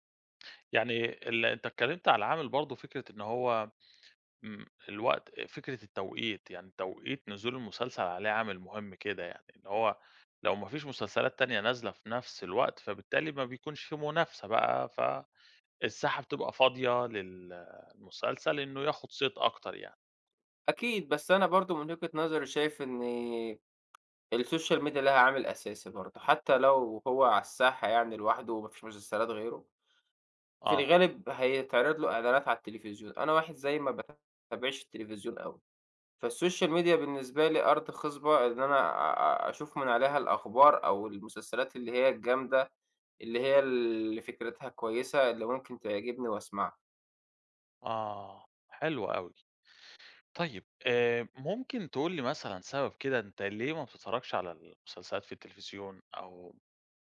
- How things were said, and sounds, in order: tapping; in English: "الsocial media"; in English: "فالsocial media"
- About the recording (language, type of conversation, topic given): Arabic, podcast, إزاي بتأثر السوشال ميديا على شهرة المسلسلات؟